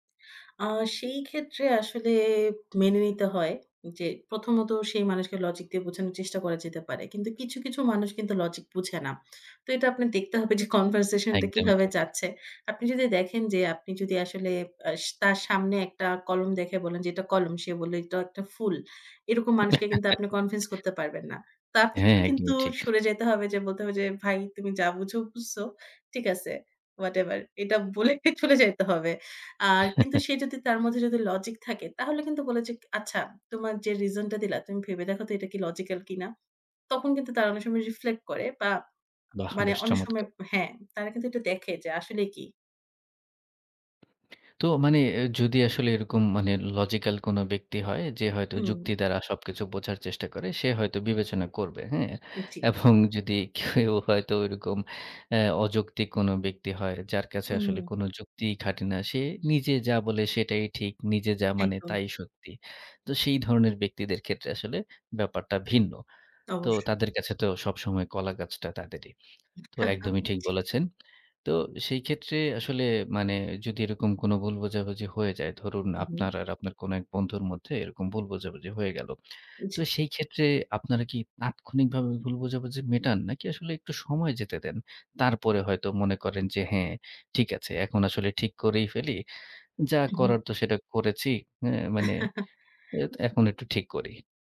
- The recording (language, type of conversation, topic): Bengali, podcast, অনলাইনে ভুল বোঝাবুঝি হলে তুমি কী করো?
- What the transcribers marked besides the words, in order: chuckle; laughing while speaking: "বলে চলে যাইতে"; chuckle; in English: "রিফ্লেক্ট"; laughing while speaking: "এবং যদি কেউ"; chuckle; chuckle